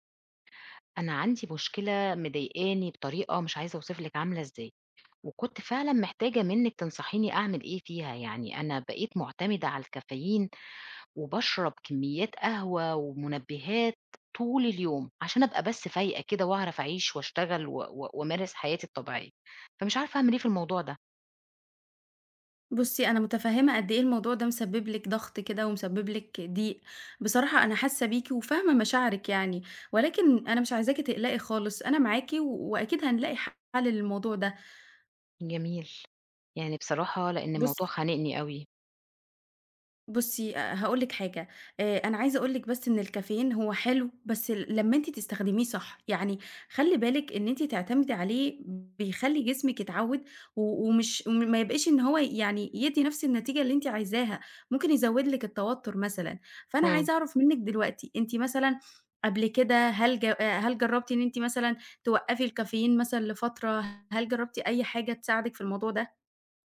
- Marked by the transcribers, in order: tapping
- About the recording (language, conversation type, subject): Arabic, advice, إزاي بتعتمد على الكافيين أو المنبّهات عشان تفضل صاحي ومركّز طول النهار؟